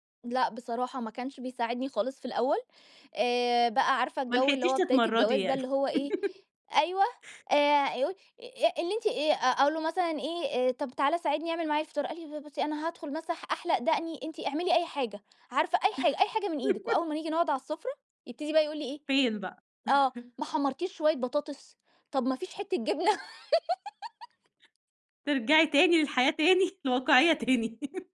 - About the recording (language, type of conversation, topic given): Arabic, podcast, إيه روتين الصبح عندكم في البيت؟
- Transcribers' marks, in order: laugh; unintelligible speech; laugh; laugh; tapping; giggle; laugh